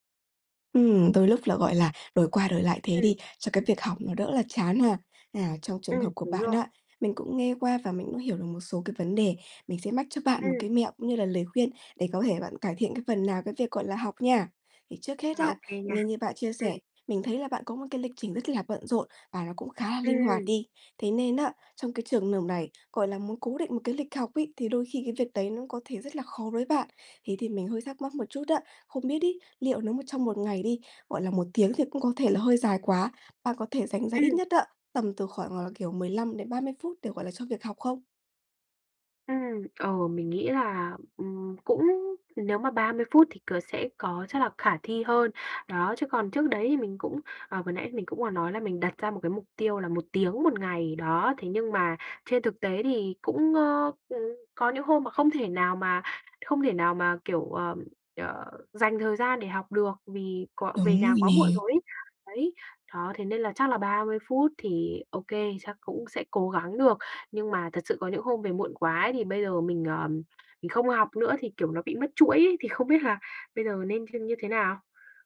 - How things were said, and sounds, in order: tapping; "hợp" said as "nợp"
- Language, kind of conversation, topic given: Vietnamese, advice, Làm sao tôi có thể linh hoạt điều chỉnh kế hoạch khi mục tiêu thay đổi?